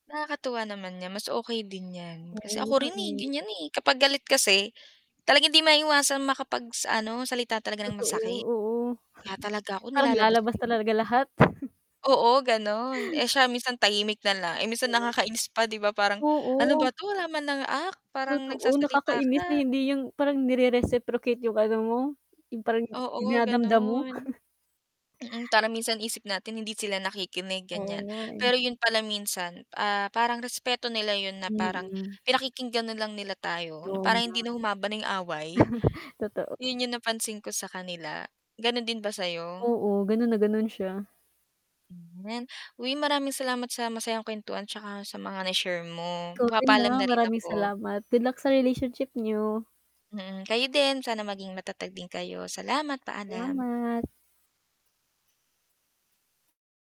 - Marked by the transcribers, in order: static; distorted speech; chuckle; wind; chuckle; tapping; chuckle; chuckle
- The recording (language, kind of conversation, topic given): Filipino, unstructured, Ano-ano ang mga paraan para mapanatili ang respeto kahit nag-aaway?